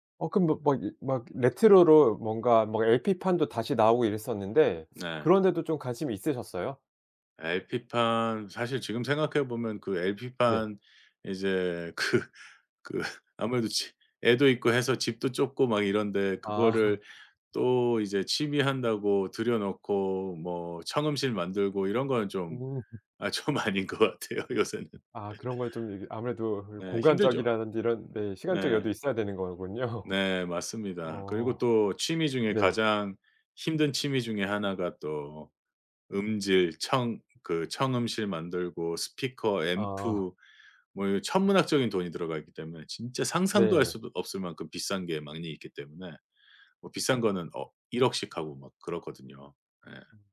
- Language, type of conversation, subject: Korean, podcast, 계절마다 떠오르는 노래가 있으신가요?
- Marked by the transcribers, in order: other background noise; laughing while speaking: "그 그 아무래도 집"; laughing while speaking: "아"; laughing while speaking: "아 좀 아닌 것 같아요, 요새는"; laugh; laughing while speaking: "거군요"